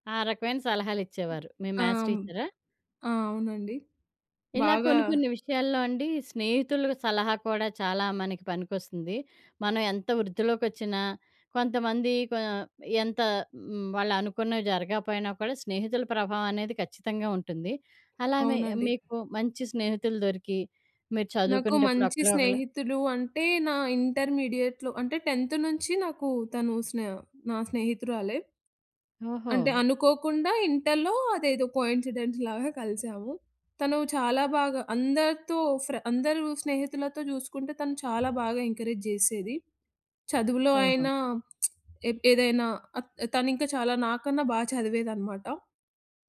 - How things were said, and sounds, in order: other background noise; in English: "మ్యాథ్స్"; in English: "ఇంటర్మీడియట్‌లో"; in English: "టెన్త్"; in English: "కోయిన్సిడెన్స్‌లాగా"; in English: "ఎంకరేజ్"; lip smack
- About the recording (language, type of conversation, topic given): Telugu, podcast, మీ జీవితంలో మీకు అత్యుత్తమ సలహా ఇచ్చిన వ్యక్తి ఎవరు, ఎందుకు?